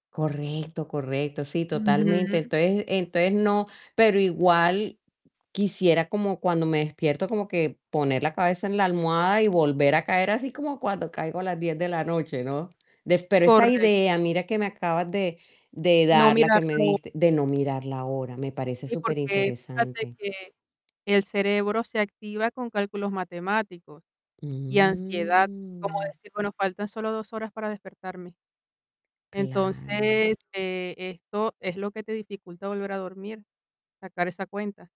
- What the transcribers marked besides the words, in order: static; unintelligible speech
- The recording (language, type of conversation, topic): Spanish, advice, ¿Cómo puedo mejorar la duración y la calidad de mi sueño?